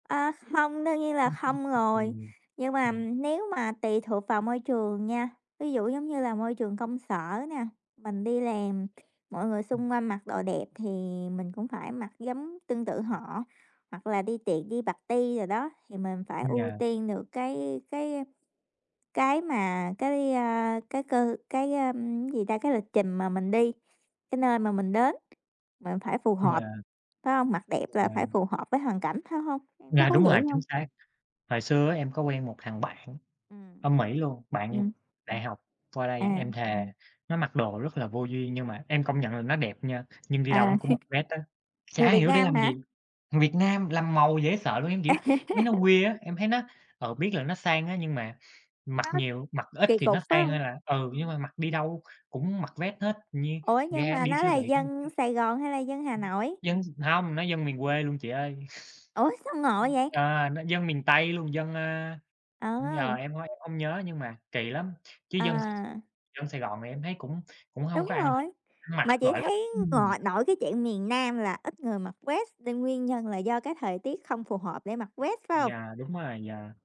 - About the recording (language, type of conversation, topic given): Vietnamese, unstructured, Bạn thích mặc quần áo thoải mái hay chú trọng thời trang hơn?
- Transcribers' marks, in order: unintelligible speech; in English: "party"; tapping; chuckle; laugh; in English: "weird"; chuckle